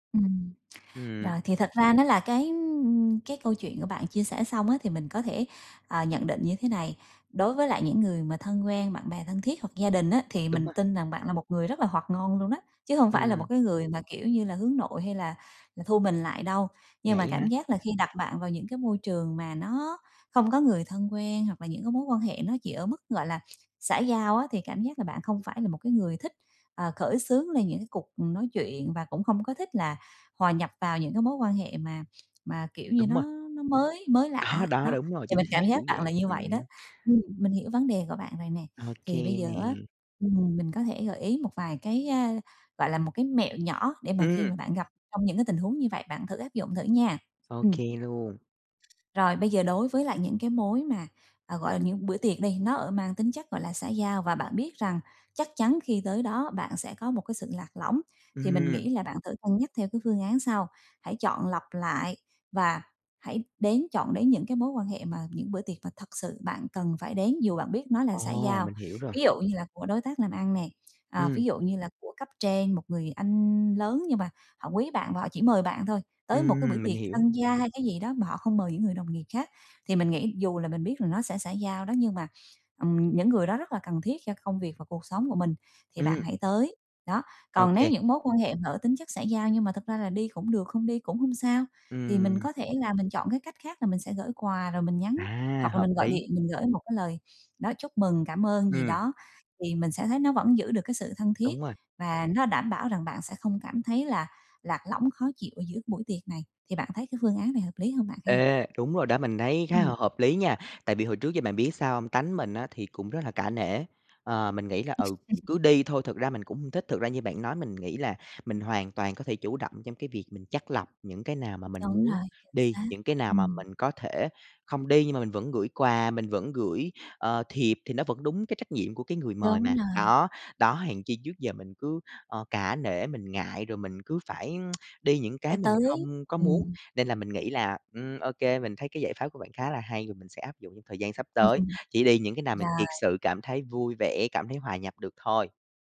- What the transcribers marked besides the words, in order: tapping; laughing while speaking: "Đó"; other background noise; sneeze; tsk; laugh
- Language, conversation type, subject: Vietnamese, advice, Tại sao tôi cảm thấy lạc lõng ở những bữa tiệc này?